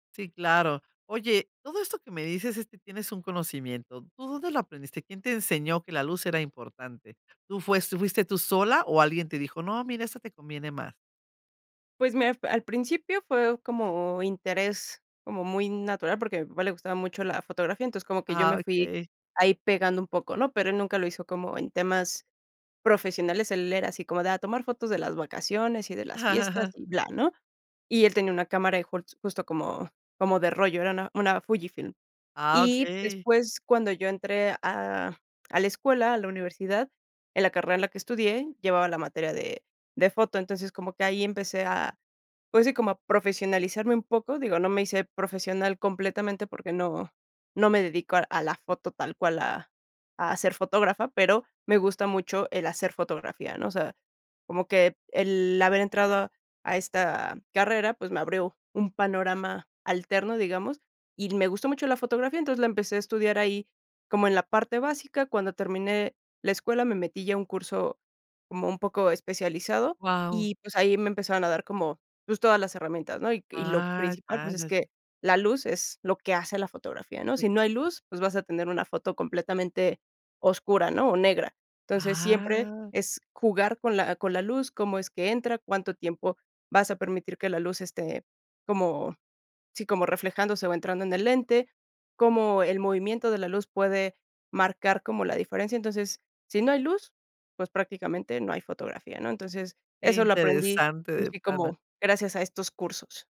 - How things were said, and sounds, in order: laugh; drawn out: "Ah"
- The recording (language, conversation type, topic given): Spanish, podcast, ¿Cómo te animarías a aprender fotografía con tu celular?